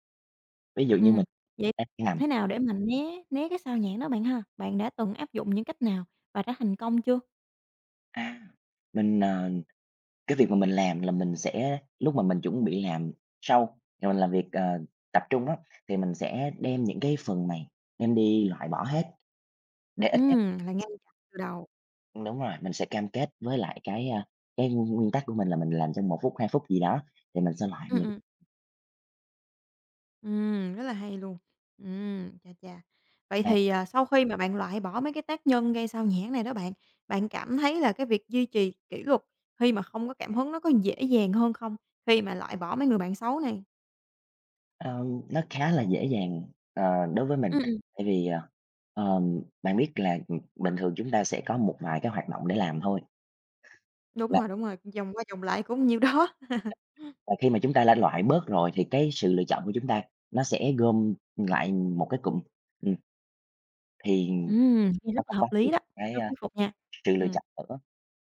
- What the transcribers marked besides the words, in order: other background noise; tapping; laughing while speaking: "đó"; chuckle
- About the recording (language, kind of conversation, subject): Vietnamese, podcast, Làm sao bạn duy trì kỷ luật khi không có cảm hứng?